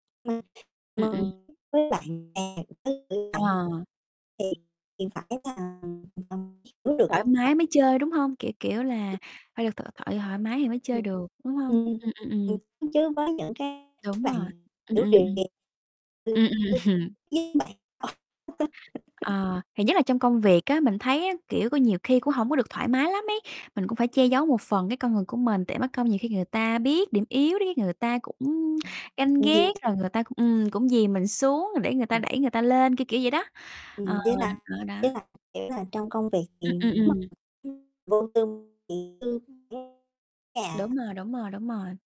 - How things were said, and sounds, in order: unintelligible speech; distorted speech; tapping; unintelligible speech; unintelligible speech; unintelligible speech; other background noise; laugh; unintelligible speech; laugh; unintelligible speech; tsk; unintelligible speech; unintelligible speech
- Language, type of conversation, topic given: Vietnamese, unstructured, Điều gì khiến bạn cảm thấy mình thật sự là chính mình?